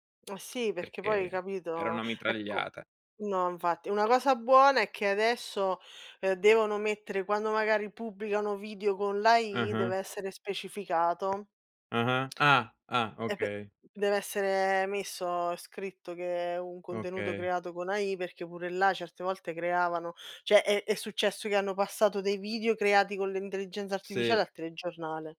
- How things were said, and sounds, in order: tapping; in English: "AI"; in English: "AI"; "cioè" said as "ceh"
- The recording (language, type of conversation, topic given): Italian, unstructured, Come ti senti riguardo alla censura sui social media?